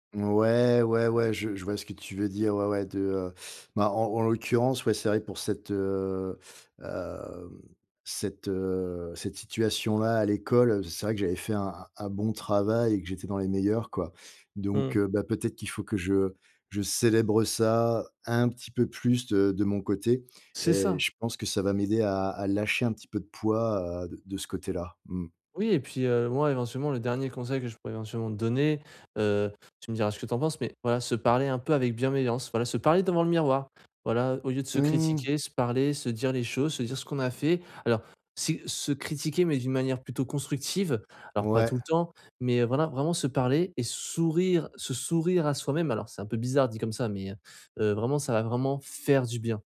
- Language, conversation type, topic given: French, advice, Comment puis-je remettre en question mes pensées autocritiques et arrêter de me critiquer intérieurement si souvent ?
- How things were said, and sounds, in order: none